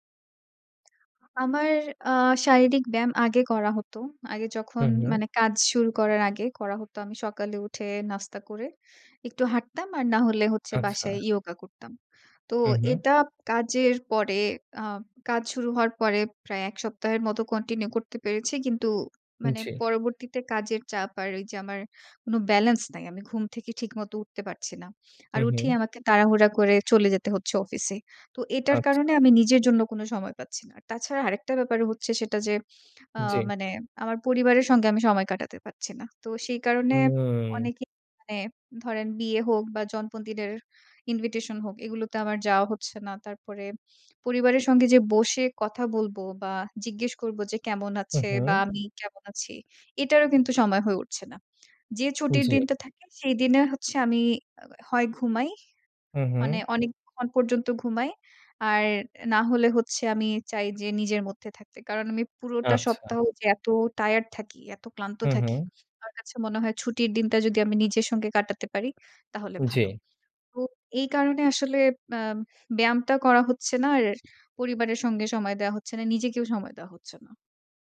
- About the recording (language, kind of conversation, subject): Bengali, advice, পরিবার ও কাজের ভারসাম্য নষ্ট হওয়ার ফলে আপনার মানসিক চাপ কীভাবে বেড়েছে?
- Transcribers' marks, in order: lip smack; in English: "yoga"; in English: "continue"; in English: "balance"; in English: "invitation"